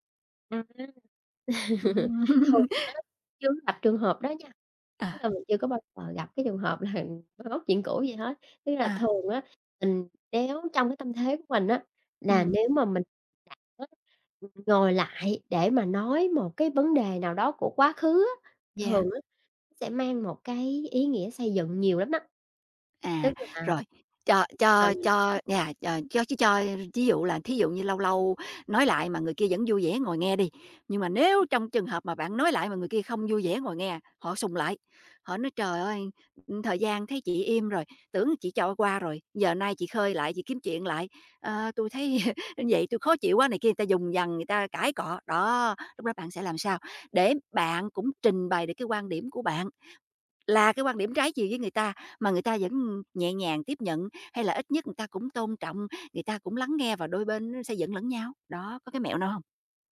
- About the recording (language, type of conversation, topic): Vietnamese, podcast, Làm thế nào để bày tỏ ý kiến trái chiều mà vẫn tôn trọng?
- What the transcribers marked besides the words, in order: chuckle; laugh; laughing while speaking: "là"; chuckle